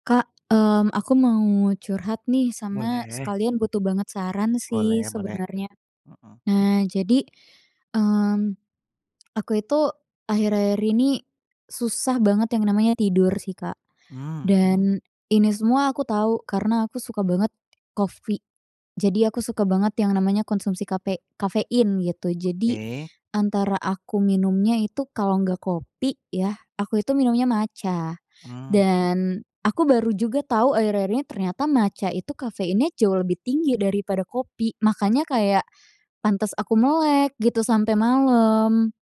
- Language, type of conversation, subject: Indonesian, advice, Bagaimana cara berhenti atau mengurangi konsumsi kafein atau alkohol yang mengganggu pola tidur saya meski saya kesulitan?
- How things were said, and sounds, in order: tapping; other background noise